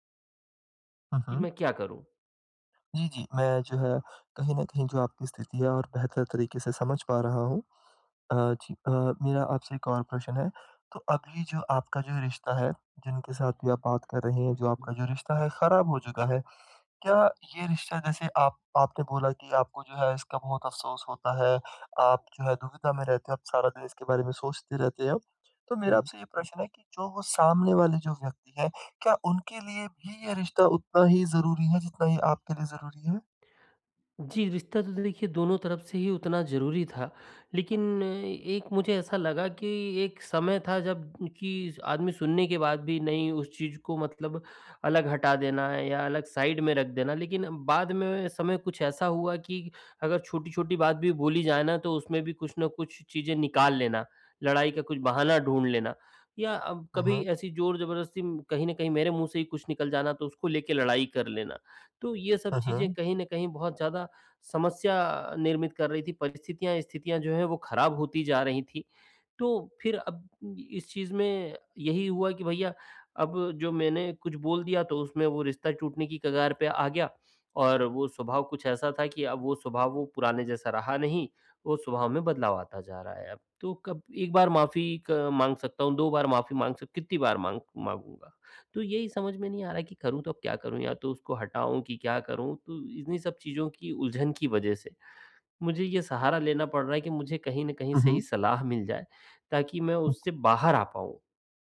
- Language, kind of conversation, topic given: Hindi, advice, गलती के बाद मैं खुद के प्रति करुणा कैसे रखूँ और जल्दी कैसे संभलूँ?
- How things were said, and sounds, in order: in English: "साइड"; other background noise